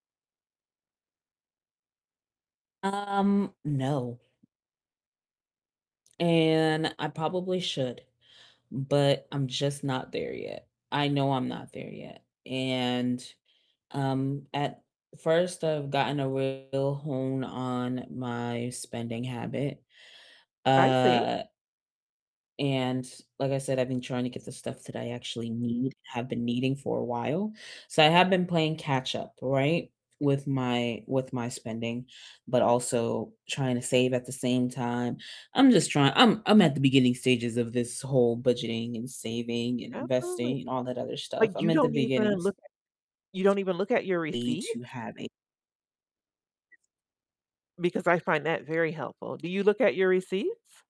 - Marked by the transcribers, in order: distorted speech; other background noise
- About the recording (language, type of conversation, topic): English, unstructured, How do you balance saving for today and saving for the future?